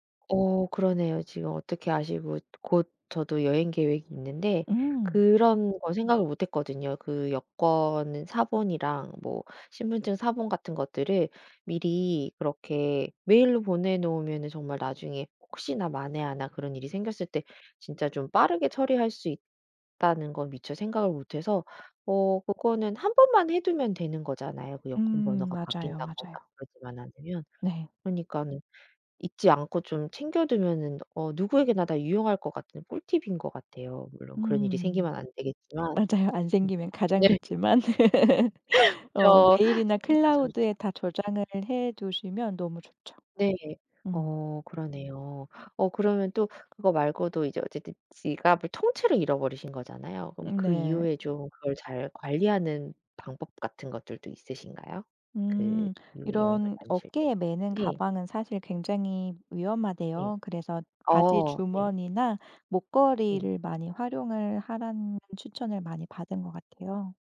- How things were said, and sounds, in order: tapping; other background noise; laugh; unintelligible speech
- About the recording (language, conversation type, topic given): Korean, podcast, 여행 중 여권이나 신분증을 잃어버린 적이 있나요?